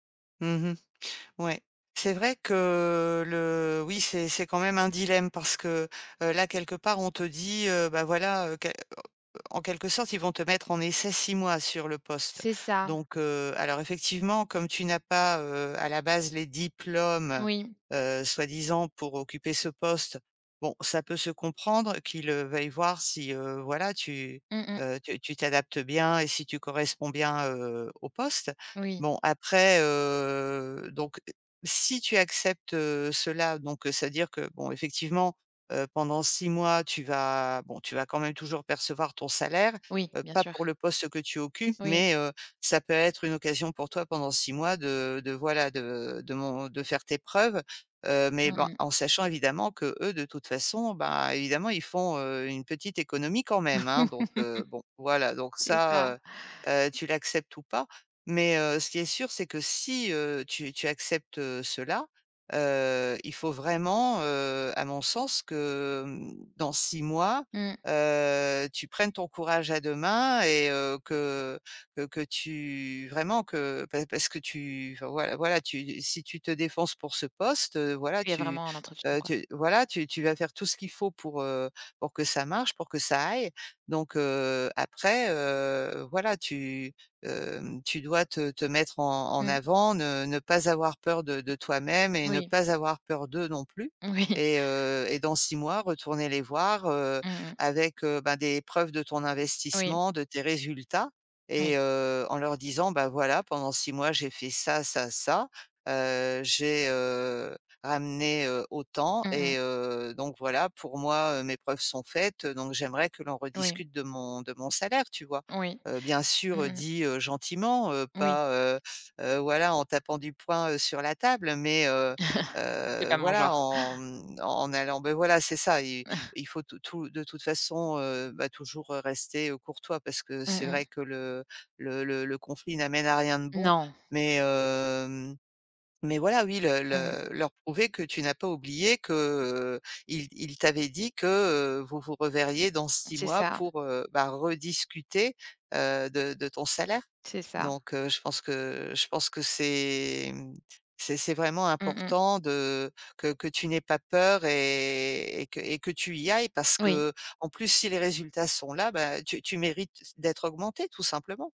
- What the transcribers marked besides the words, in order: stressed: "diplômes"; laugh; laughing while speaking: "Moui"; chuckle; chuckle
- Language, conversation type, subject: French, advice, Comment surmonter mon manque de confiance pour demander une augmentation ou une promotion ?